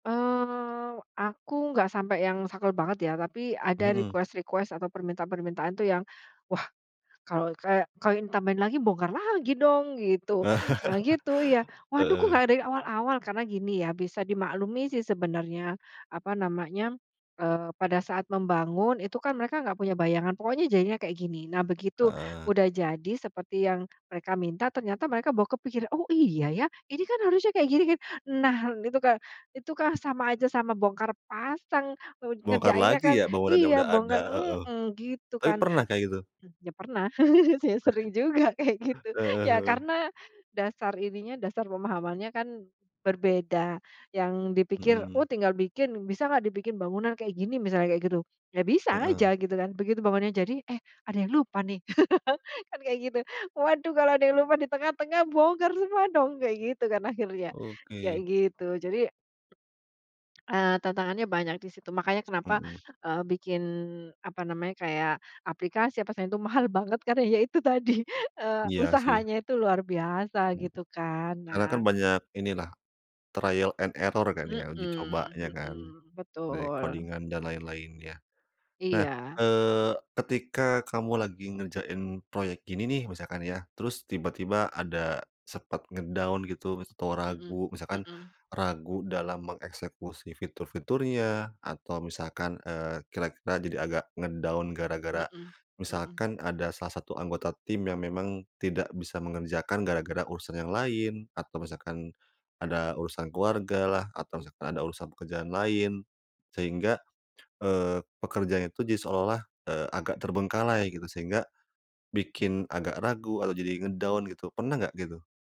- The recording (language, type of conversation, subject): Indonesian, podcast, Apa yang membuat kamu bersemangat mengerjakan proyek ini?
- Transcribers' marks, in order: in English: "request-request"; laugh; tapping; laugh; chuckle; laughing while speaking: "ya s sering juga kayak gitu"; laugh; laughing while speaking: "tadi"; in English: "trial and error"; in English: "codingan"; in English: "nge-down"; in English: "nge-down"; in English: "nge-down"